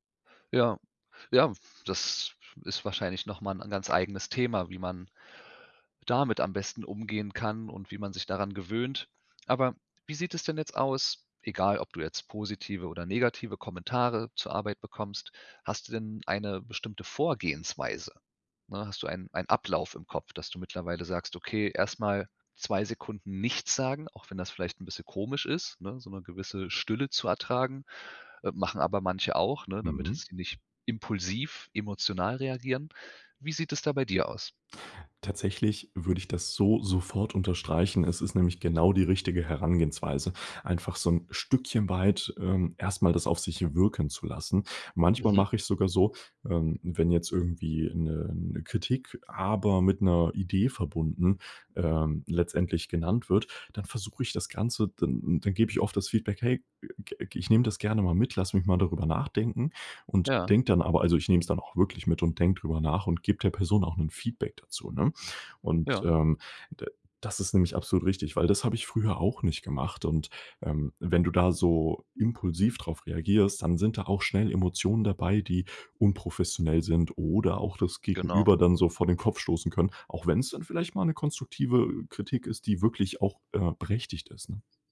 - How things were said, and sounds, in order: stressed: "aber"
- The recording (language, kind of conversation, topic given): German, podcast, Wie gehst du mit Kritik an deiner Arbeit um?